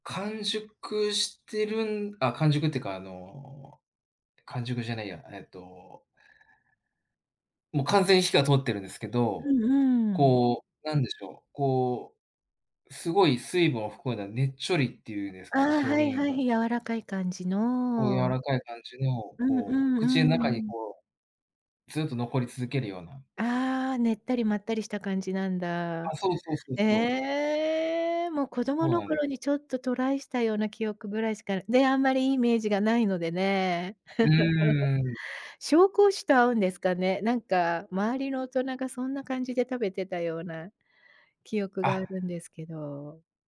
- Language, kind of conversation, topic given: Japanese, unstructured, 旅先で食べて驚いた料理はありますか？
- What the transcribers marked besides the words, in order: chuckle